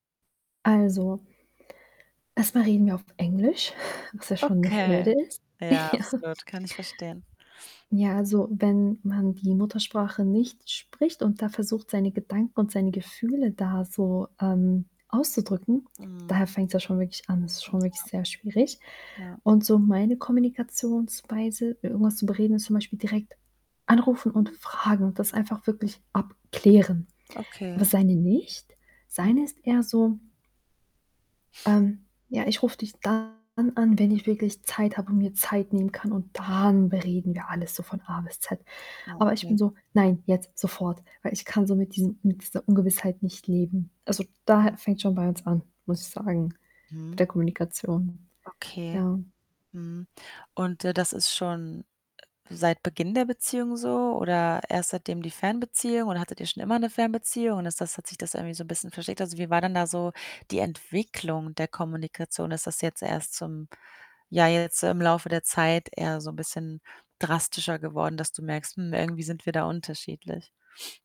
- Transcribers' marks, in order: static; other background noise; chuckle; laughing while speaking: "Ja"; distorted speech; stressed: "abklären"; stressed: "dann"
- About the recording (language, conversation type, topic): German, advice, Wie finde ich heraus, ob mein Partner meine Werte teilt?